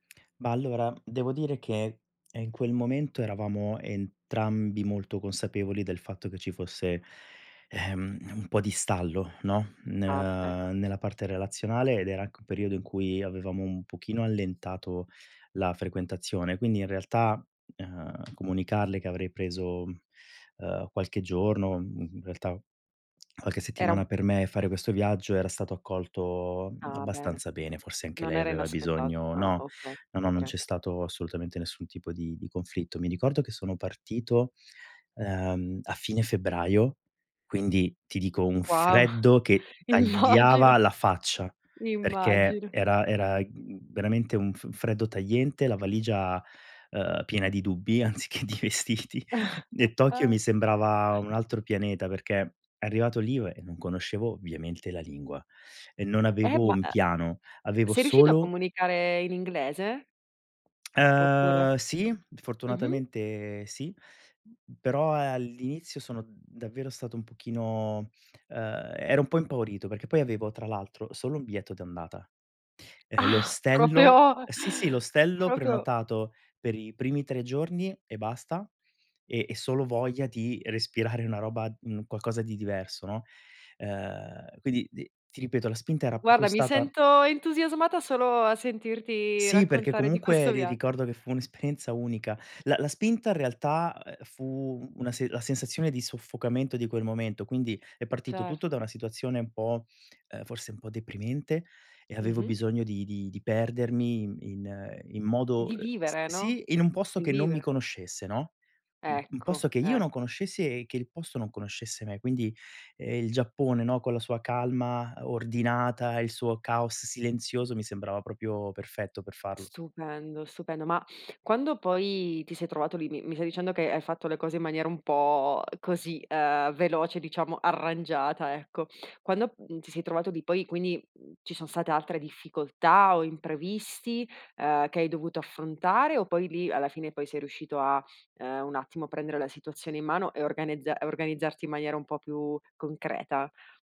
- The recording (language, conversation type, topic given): Italian, podcast, Qual è un viaggio che ti ha cambiato la vita?
- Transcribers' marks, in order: tapping; chuckle; laughing while speaking: "immagino"; stressed: "tagliava la faccia"; other background noise; laughing while speaking: "anziché di vestiti"; chuckle; surprised: "Ah"; "proprio- proprio" said as "propio propio"; "proprio" said as "propio"; "proprio" said as "propio"